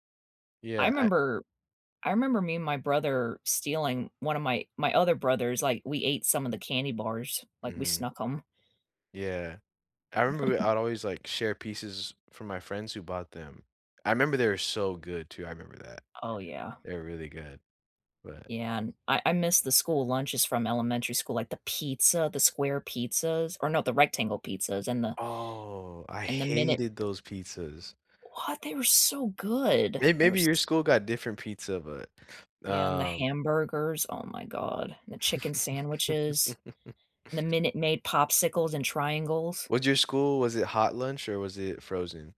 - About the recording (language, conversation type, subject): English, unstructured, What book made you love or hate reading?
- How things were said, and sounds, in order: chuckle; chuckle